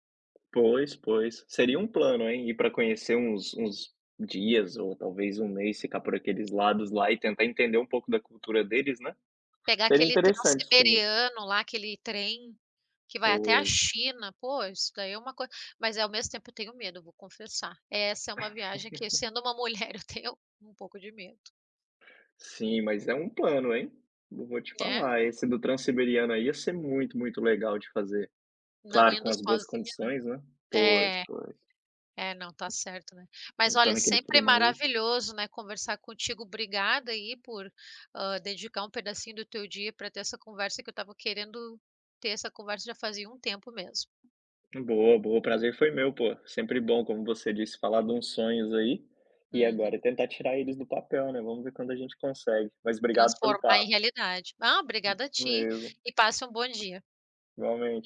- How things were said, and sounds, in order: tapping; "Poxa" said as "Pô"; laugh; laughing while speaking: "mulher, eu tenho"; "poxa" said as "pô"
- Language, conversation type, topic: Portuguese, unstructured, Qual lugar no mundo você sonha em conhecer?